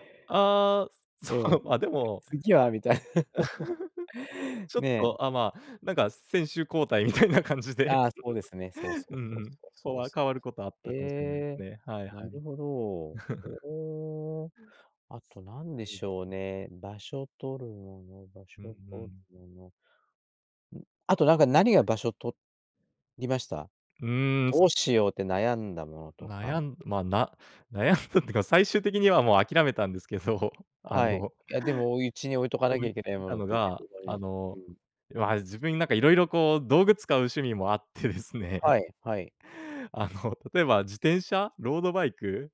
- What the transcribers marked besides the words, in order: laughing while speaking: "そう"; tapping; chuckle; laughing while speaking: "みたいな感じで"; giggle; chuckle; other noise; other background noise; "お家" said as "おゆち"
- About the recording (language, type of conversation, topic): Japanese, podcast, 小さなスペースを快適にするには、どんな工夫をすればいいですか？